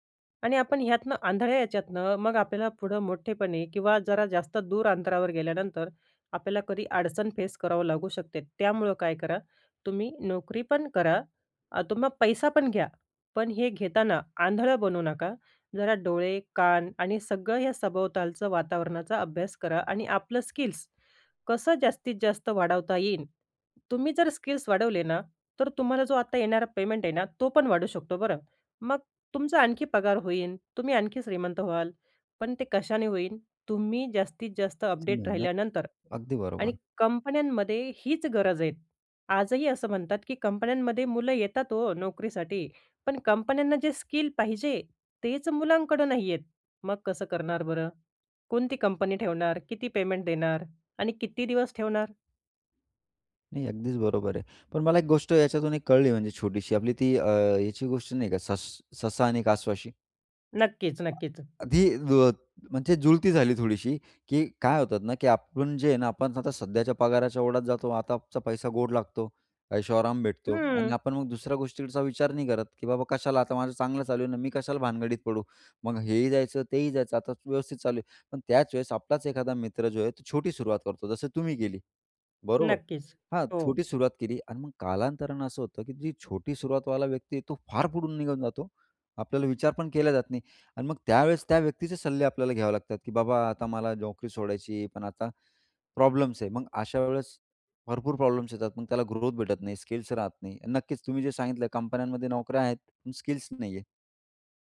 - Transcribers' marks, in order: tapping
- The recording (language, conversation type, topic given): Marathi, podcast, नोकरी निवडताना तुमच्यासाठी जास्त पगार महत्त्वाचा आहे की करिअरमधील वाढ?